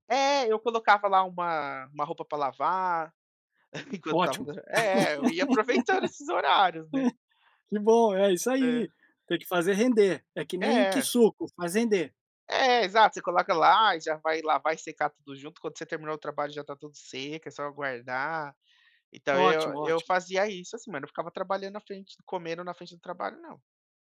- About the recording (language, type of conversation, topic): Portuguese, podcast, O que mudou na sua rotina com o trabalho remoto?
- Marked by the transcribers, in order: laugh